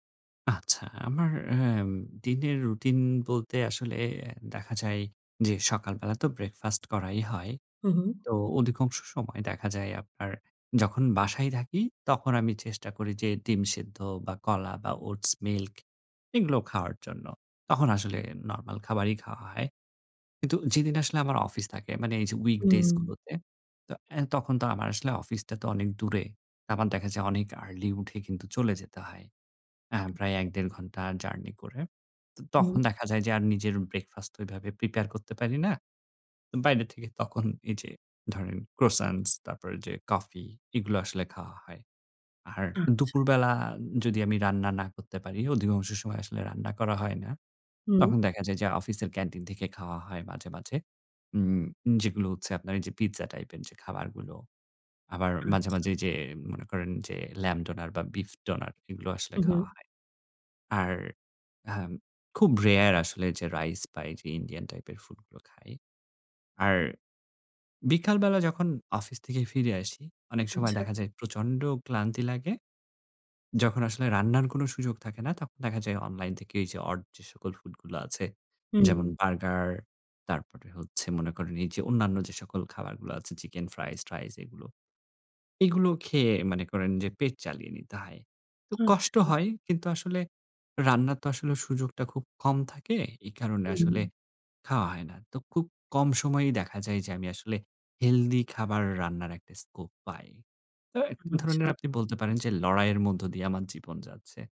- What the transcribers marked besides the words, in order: tapping
- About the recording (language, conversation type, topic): Bengali, advice, অস্বাস্থ্যকর খাবার ছেড়ে কীভাবে স্বাস্থ্যকর খাওয়ার অভ্যাস গড়ে তুলতে পারি?